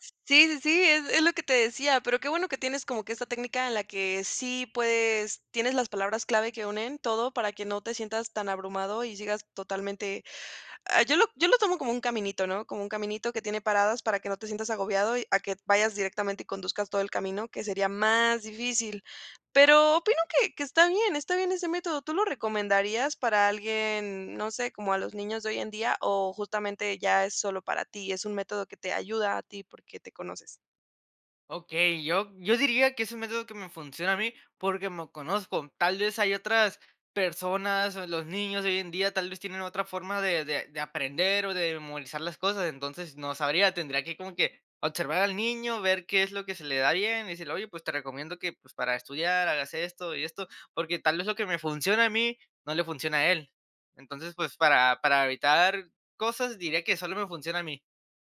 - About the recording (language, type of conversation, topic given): Spanish, podcast, ¿Qué métodos usas para estudiar cuando tienes poco tiempo?
- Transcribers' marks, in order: none